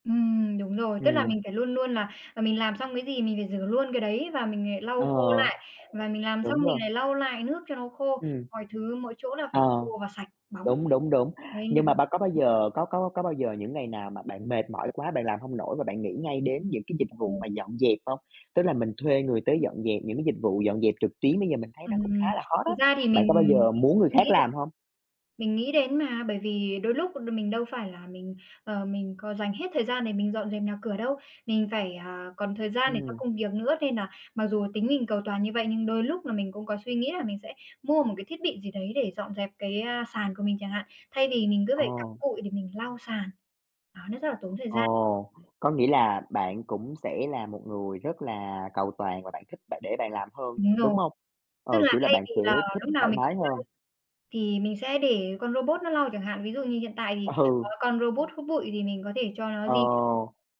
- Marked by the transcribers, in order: other background noise; tapping; laughing while speaking: "Ừ"
- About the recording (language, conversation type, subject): Vietnamese, unstructured, Bạn thường làm gì để giữ cho không gian sống của mình luôn gọn gàng và ngăn nắp?